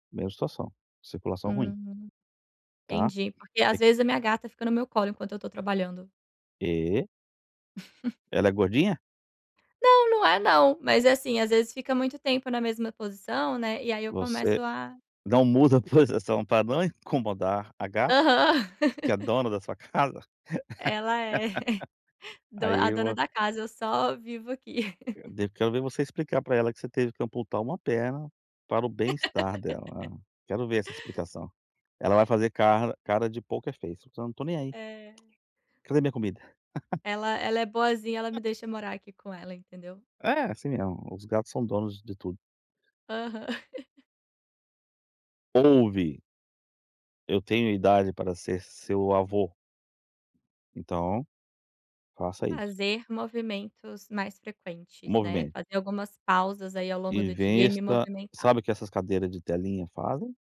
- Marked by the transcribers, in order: tapping; chuckle; laughing while speaking: "muda a posição"; laugh; laugh; laugh; laugh; in English: "poker face"; unintelligible speech; laugh; laugh
- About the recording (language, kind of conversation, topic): Portuguese, advice, Como posso incorporar mais movimento na minha rotina diária?